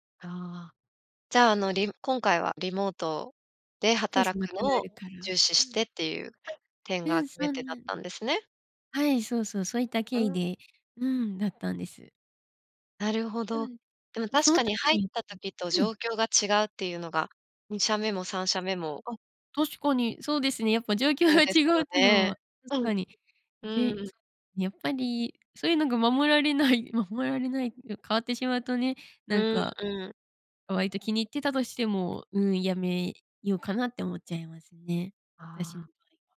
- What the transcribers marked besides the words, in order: other background noise; other noise
- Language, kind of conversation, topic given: Japanese, podcast, 転職を考えたとき、何が決め手でしたか？